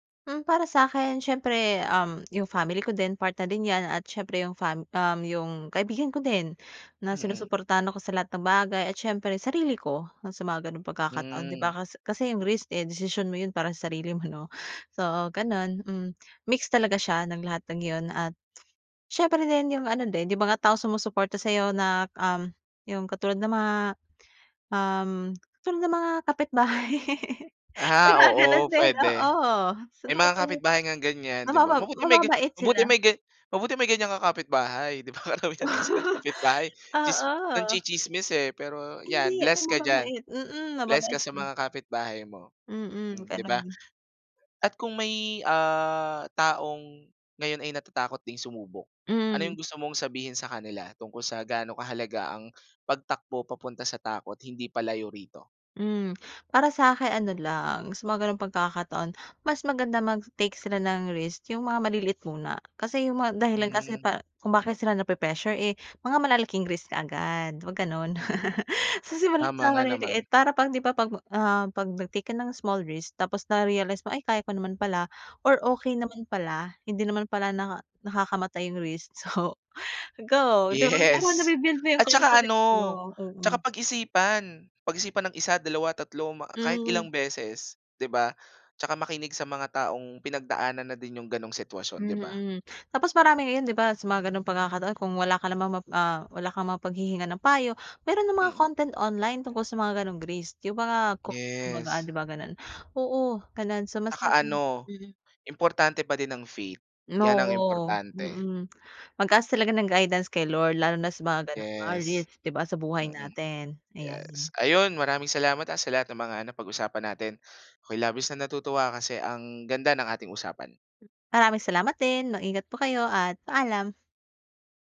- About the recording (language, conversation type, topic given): Filipino, podcast, Paano mo hinaharap ang takot sa pagkuha ng panganib para sa paglago?
- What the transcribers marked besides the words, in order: gasp; chuckle; gasp; gasp; gasp; laugh; laughing while speaking: "Diba ganun din? Oo"; unintelligible speech; gasp; laugh; laughing while speaking: "Karamihan kasi ng kapitbahay tsis"; gasp; gasp; dog barking; gasp; gasp; gasp; in English: "nape-pressure"; gasp; laugh; gasp; chuckle; laughing while speaking: "Yes"; gasp; gasp; in English: "content online"; gasp; gasp